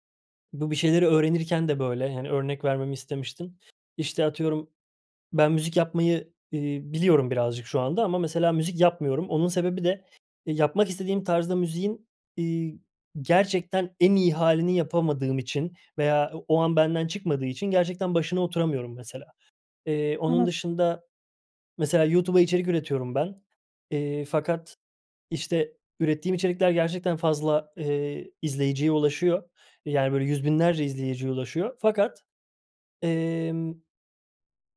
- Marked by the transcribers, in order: none
- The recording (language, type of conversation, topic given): Turkish, advice, Mükemmeliyetçilik yüzünden hiçbir şeye başlayamıyor ya da başladığım işleri bitiremiyor muyum?